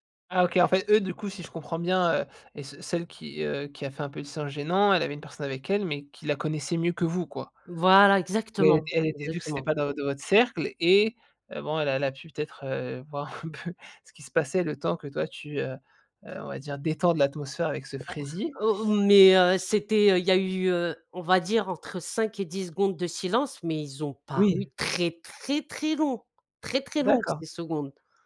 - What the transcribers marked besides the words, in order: laughing while speaking: "voir un peu"; tapping; unintelligible speech; stressed: "très, très, très longs"
- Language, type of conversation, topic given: French, podcast, Comment gères-tu les silences gênants en conversation ?